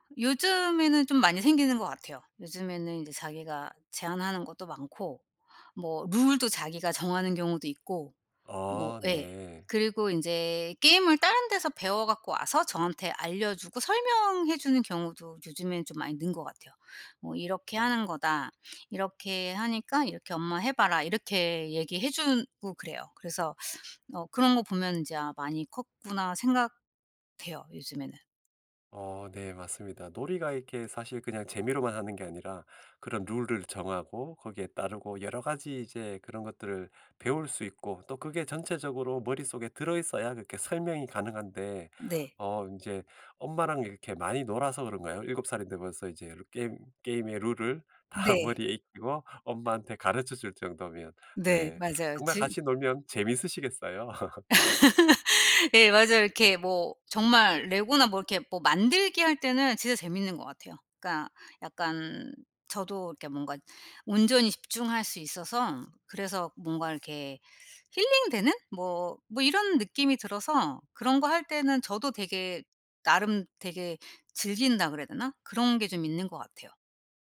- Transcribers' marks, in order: in English: "룰도"; other background noise; tapping; in English: "룰을"; in English: "룰을"; laughing while speaking: "다"; laugh
- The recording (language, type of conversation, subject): Korean, podcast, 집에서 간단히 할 수 있는 놀이가 뭐가 있을까요?